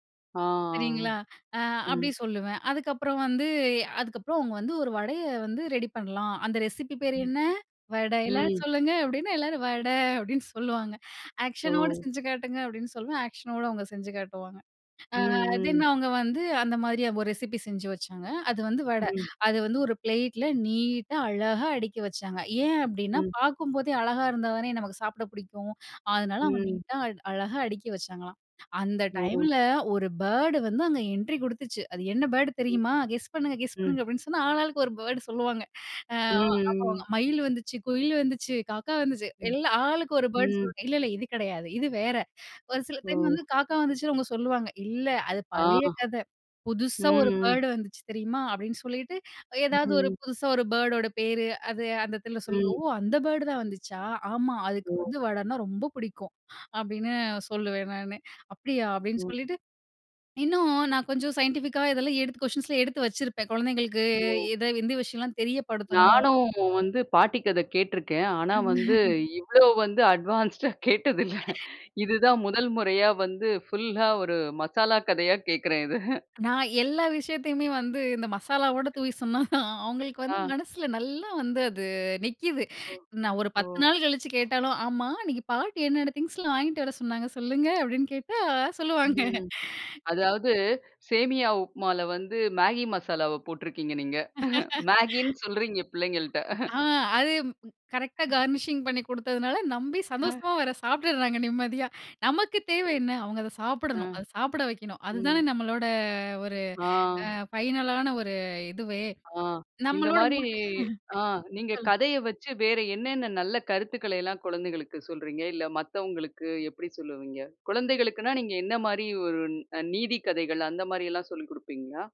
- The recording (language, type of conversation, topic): Tamil, podcast, ஒரு கதையை இன்னும் சுவாரஸ்யமாக எப்படி சொல்லலாம்?
- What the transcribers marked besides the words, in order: in English: "ரெசிபி"; other noise; tapping; in English: "ஆக்ஷனோடு"; in English: "ஆக்ஷனோட"; in English: "தென்"; in English: "ரெசிபி"; in English: "ப்ளேட்ல நீட்டா"; in English: "நீட்டா"; in English: "பர்ட்"; in English: "என்ட்ரி"; in English: "பர்ட்"; in English: "கெஸ்"; in English: "கெஸ்"; in English: "பர்ட்ட"; unintelligible speech; in English: "பர்ட்ட"; in English: "பர்ட்"; in English: "பர்ட்டோட"; in English: "பர்ட்"; in English: "சைன்டிஃபிக்கா"; in English: "குயஸ்ஷன்ஸ்ல"; other background noise; laugh; laughing while speaking: "அட்வான்ஸ்டா கேட்டதில்ல"; in English: "அட்வான்ஸ்டா"; in English: "ஃபுல்லா"; laughing while speaking: "இத"; laughing while speaking: "சொன்னாதான், அவுங்களுக்கு வந்து மனசுல நல்லா … அப்படின்னு கேட்டா சொல்லுவாங்க"; in English: "திங்ஸ்லாம்"; chuckle; laugh; laughing while speaking: "ஆ அது, கரெக்ட்டா கார்னிஷிங் பண்ணி … நம்மளோட மூட் சொல்லுங்"; in English: "கார்னிஷிங்"; chuckle; in English: "ஃபைனலான"